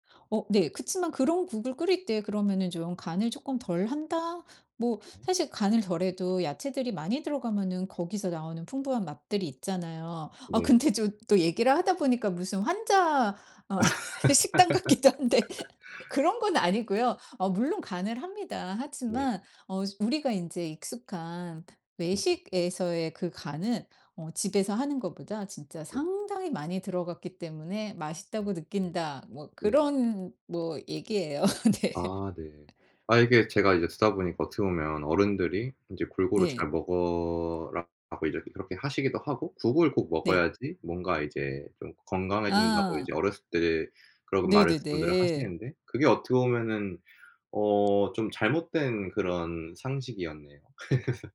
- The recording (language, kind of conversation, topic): Korean, podcast, 건강한 식습관을 어떻게 지키고 계신가요?
- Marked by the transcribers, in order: laugh; laughing while speaking: "어 식단 같기도 한데"; other background noise; laughing while speaking: "얘기예요. 네"; laugh